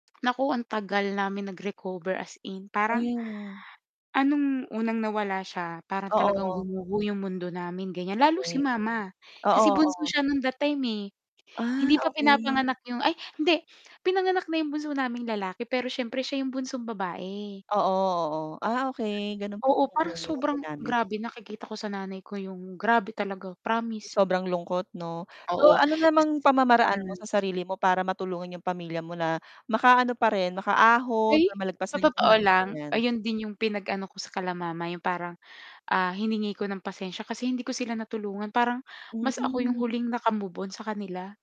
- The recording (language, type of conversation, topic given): Filipino, podcast, Anong alaala tungkol sa pamilya ang madalas bumabalik sa iyo?
- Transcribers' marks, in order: tapping; static; unintelligible speech; mechanical hum; unintelligible speech; "kila" said as "kala"